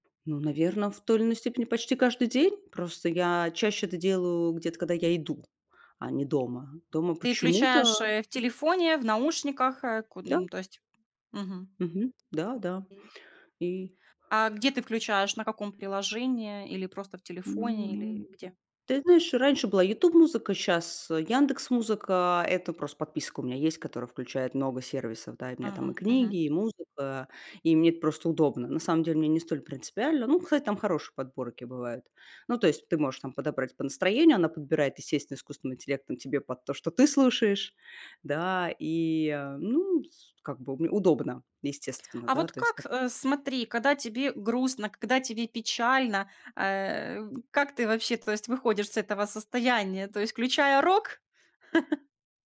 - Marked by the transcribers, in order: tapping; unintelligible speech; laugh
- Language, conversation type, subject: Russian, podcast, Как за годы изменился твой музыкальный вкус, если честно?